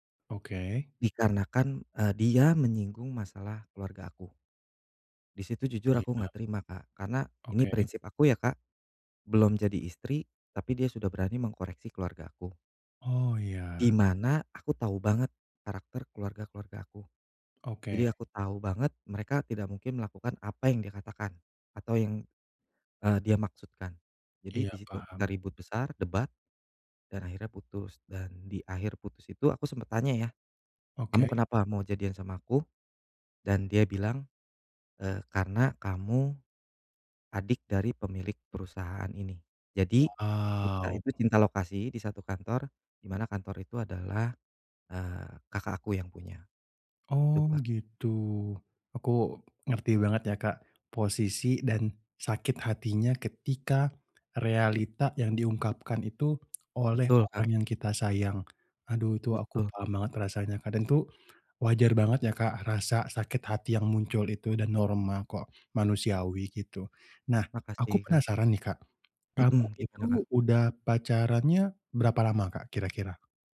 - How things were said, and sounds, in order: other background noise
- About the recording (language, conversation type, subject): Indonesian, advice, Bagaimana cara membangun kembali harapan pada diri sendiri setelah putus?